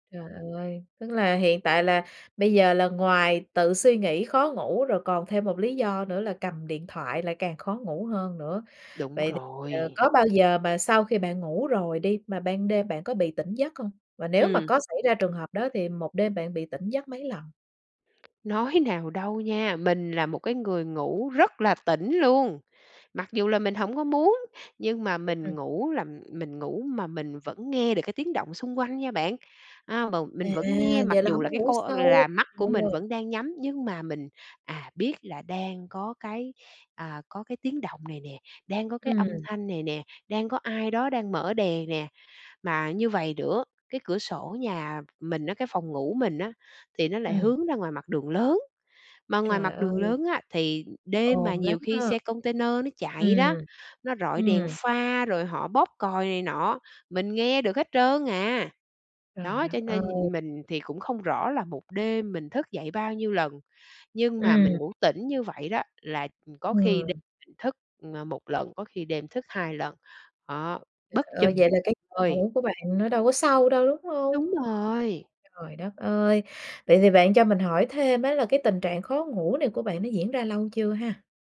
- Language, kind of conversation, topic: Vietnamese, advice, Khó ngủ vì suy nghĩ liên tục về tương lai
- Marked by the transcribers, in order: other background noise; tapping